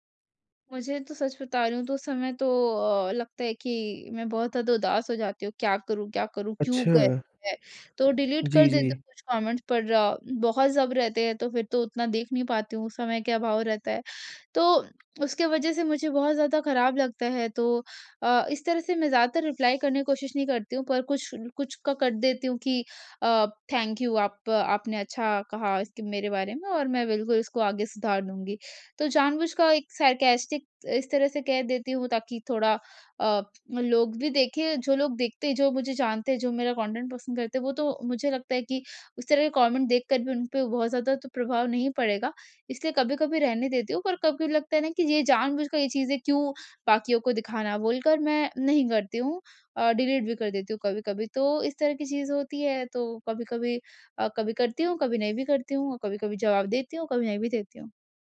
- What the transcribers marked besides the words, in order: in English: "डिलीट"; in English: "रिप्लाई"; in English: "थैंक यू"; in English: "सार्कास्टिक"; in English: "कंटेंट"; in English: "डिलीट"
- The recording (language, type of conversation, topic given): Hindi, advice, आप सोशल मीडिया पर अनजान लोगों की आलोचना से कैसे परेशान होते हैं?